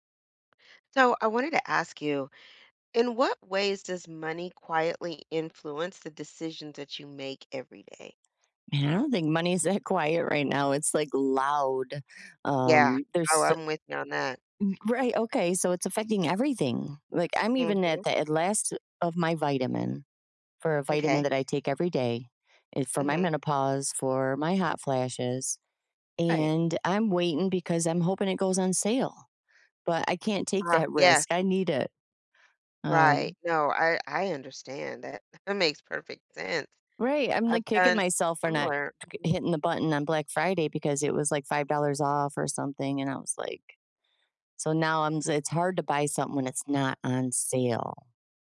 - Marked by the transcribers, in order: chuckle
- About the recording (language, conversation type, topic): English, unstructured, How can I notice how money quietly influences my daily choices?